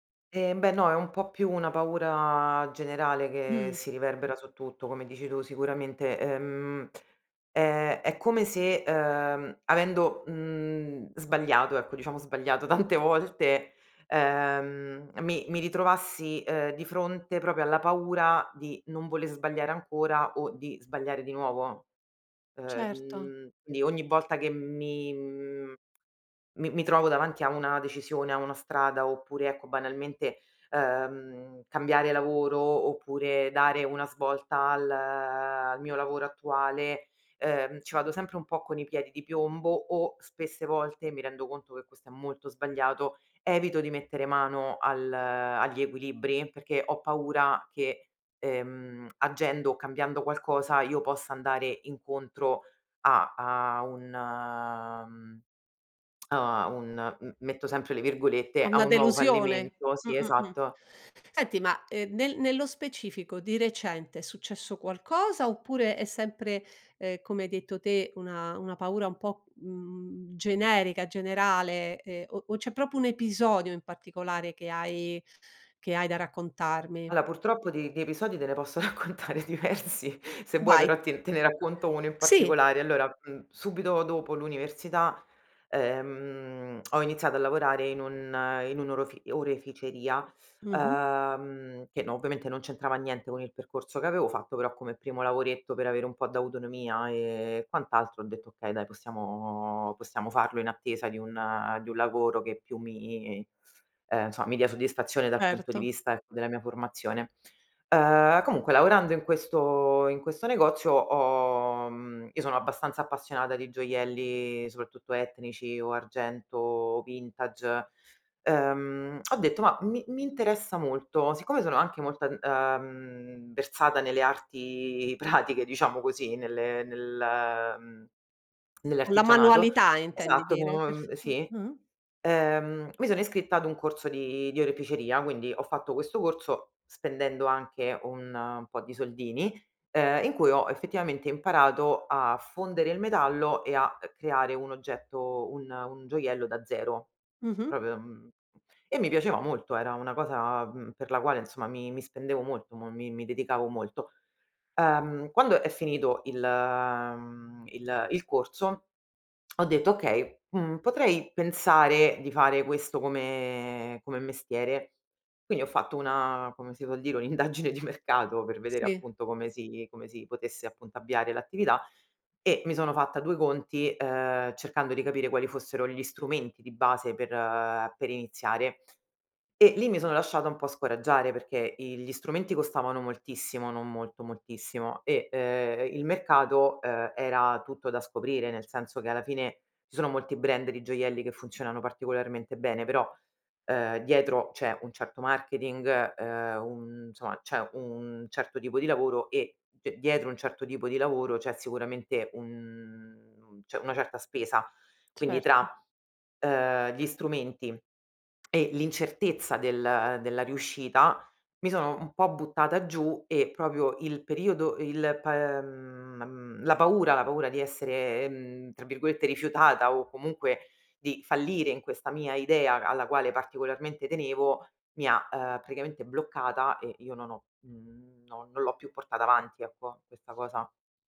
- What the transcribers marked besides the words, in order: laughing while speaking: "tante"; "proprio" said as "propo"; "Allora" said as "alloa"; laughing while speaking: "raccontare diversi"; other background noise; laughing while speaking: "pratiche"; "proprio" said as "propio"; laughing while speaking: "un'indagine di mercato"; "cioè" said as "ceh"; "proprio" said as "propio"
- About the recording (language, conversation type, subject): Italian, advice, Come posso gestire la paura del rifiuto e del fallimento?